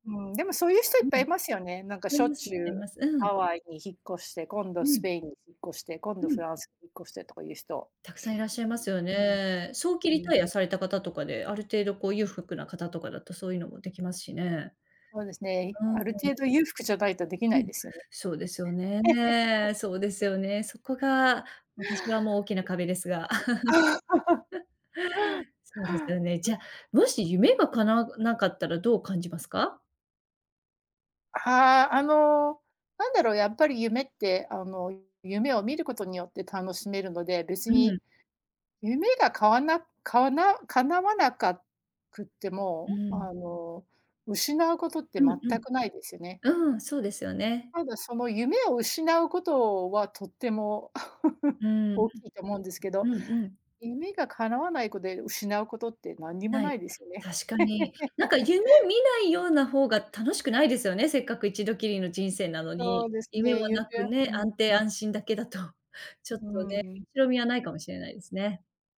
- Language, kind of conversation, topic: Japanese, unstructured, 夢が叶ったら、一番最初に何をしたいですか？
- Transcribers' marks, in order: tapping; laugh; chuckle; other background noise; chuckle; laugh; unintelligible speech; laughing while speaking: "だと"